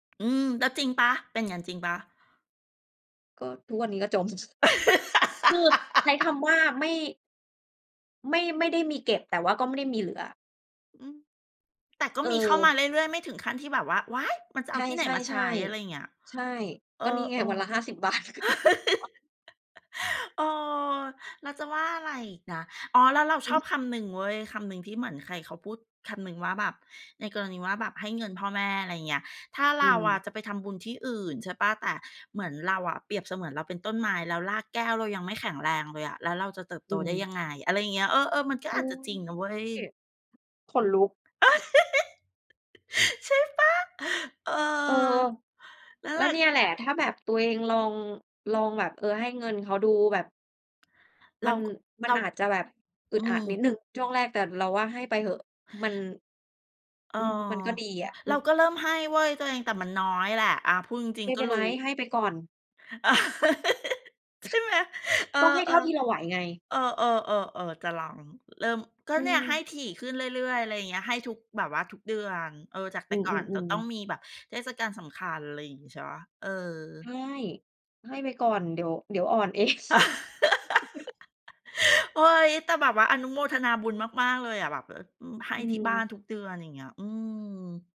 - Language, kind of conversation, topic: Thai, unstructured, คุณคิดว่าเพราะเหตุใดคนส่วนใหญ่จึงมีปัญหาการเงินบ่อยครั้ง?
- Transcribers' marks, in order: tapping; laugh; chuckle; chuckle; laugh; other background noise; laugh; put-on voice: "ใช่เปล่า"; laugh; chuckle; laugh; laughing while speaking: "เอง"; chuckle